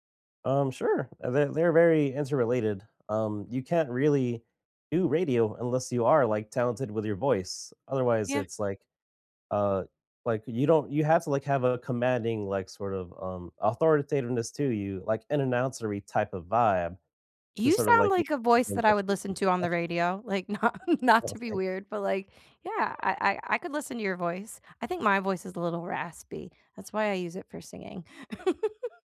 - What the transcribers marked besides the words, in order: laughing while speaking: "not not"; chuckle
- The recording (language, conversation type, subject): English, unstructured, What’s a goal that makes you feel happy just thinking about it?
- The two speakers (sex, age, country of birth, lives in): female, 35-39, United States, United States; male, 30-34, United States, United States